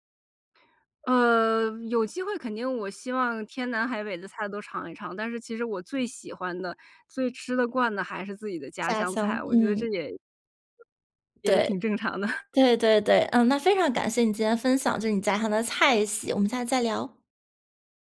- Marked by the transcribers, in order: other background noise; laughing while speaking: "也是挺正常的"
- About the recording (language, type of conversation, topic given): Chinese, podcast, 哪道菜最能代表你家乡的味道？